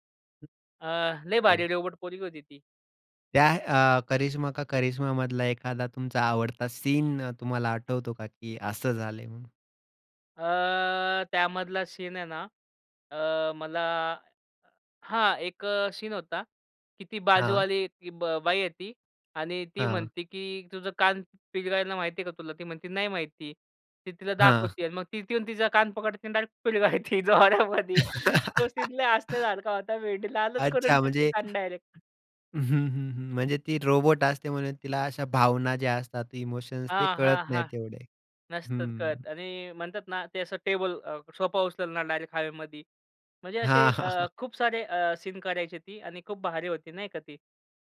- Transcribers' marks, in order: other background noise; in English: "सीन"; laughing while speaking: "हां"; in English: "डायरेक्ट"; laughing while speaking: "पिरगाळते जोरामध्ये. तो सीन लई … टाकते कान डायरेक्ट"; in English: "सीन"; laugh; in English: "डायरेक्ट"; in English: "इमोशन्स"; in English: "डायरेक्ट"; in English: "सीन"
- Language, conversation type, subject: Marathi, podcast, बालपणी तुमचा आवडता दूरदर्शनवरील कार्यक्रम कोणता होता?